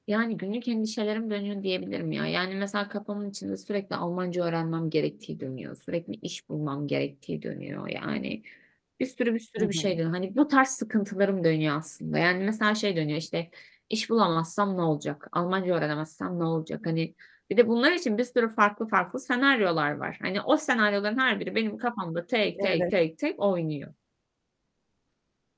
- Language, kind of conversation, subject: Turkish, advice, Gece uyuyamıyorum; zihnim sürekli dönüyor ve rahatlayamıyorum, ne yapabilirim?
- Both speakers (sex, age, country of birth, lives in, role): female, 25-29, Turkey, Germany, user; female, 25-29, Turkey, Ireland, advisor
- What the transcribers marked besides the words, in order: tapping; static